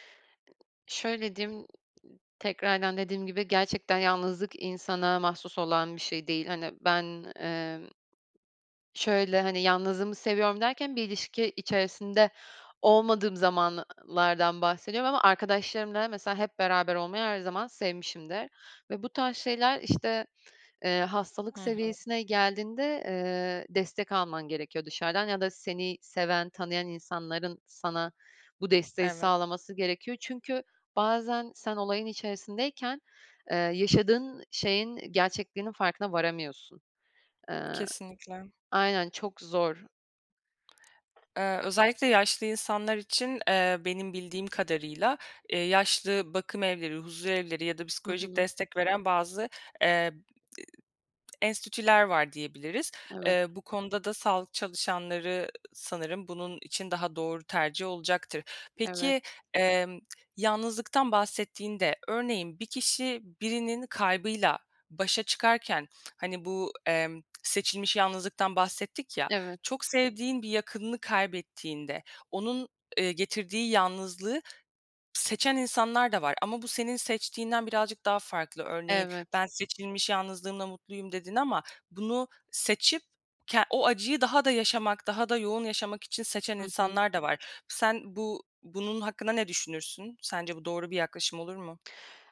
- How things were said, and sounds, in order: other background noise; tapping; lip smack; unintelligible speech; lip smack
- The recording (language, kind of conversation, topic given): Turkish, podcast, Yalnızlık hissettiğinde bununla nasıl başa çıkarsın?